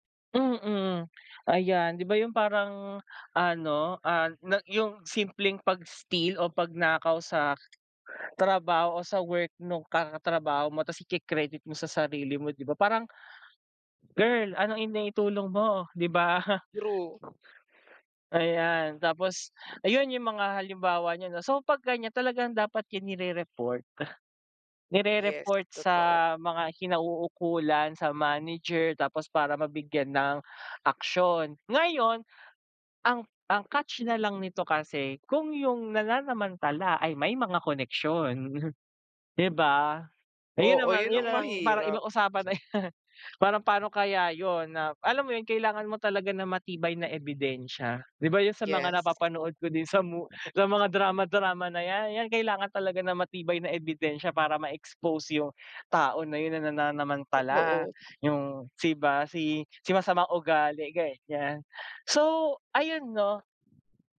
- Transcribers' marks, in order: wind; laugh; laughing while speaking: "na 'yan"
- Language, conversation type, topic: Filipino, unstructured, Bakit sa tingin mo may mga taong nananamantala sa kapwa?